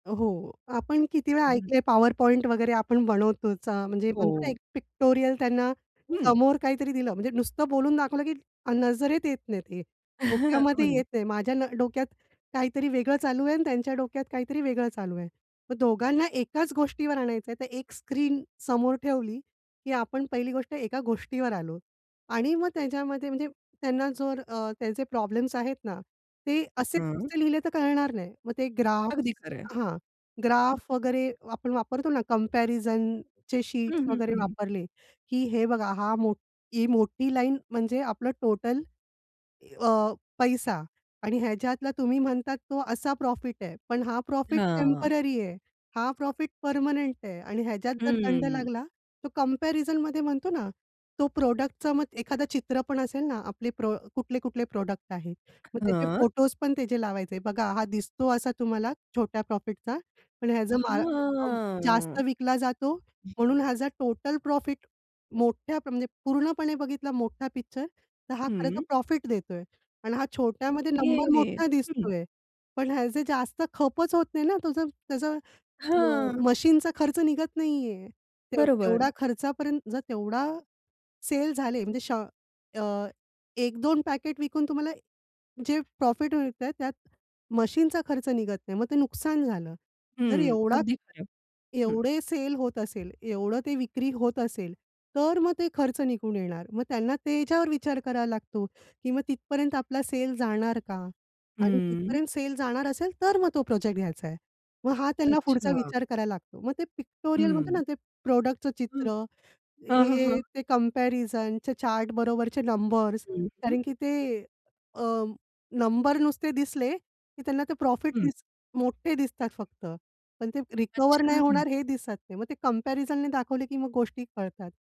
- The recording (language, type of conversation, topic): Marathi, podcast, काम दाखवताना कथा सांगणं का महत्त्वाचं?
- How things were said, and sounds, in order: chuckle; other background noise; other noise; in English: "कंपॅरिझनचे"; in English: "प्रॉडक्टचं"; in English: "प्रॉडक्ट"; drawn out: "हां"; unintelligible speech; in English: "पिक्टोरियलमध्ये"; in English: "प्रॉडक्टचं"